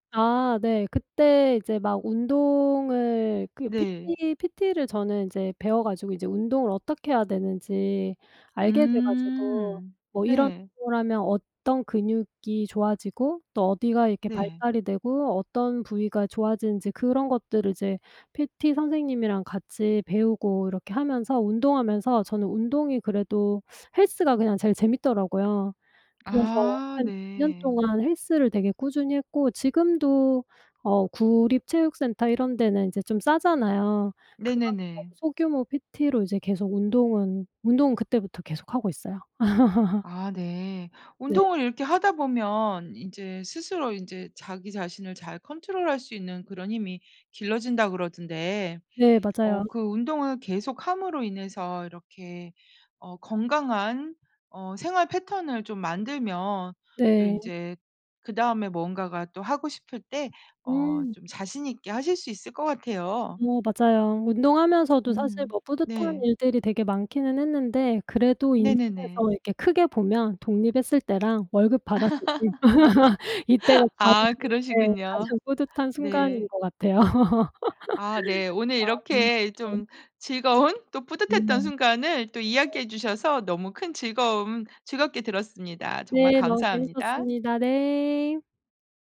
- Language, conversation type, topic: Korean, podcast, 그 일로 가장 뿌듯했던 순간은 언제였나요?
- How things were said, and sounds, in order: unintelligible speech; laugh; other background noise; laugh; laugh; laugh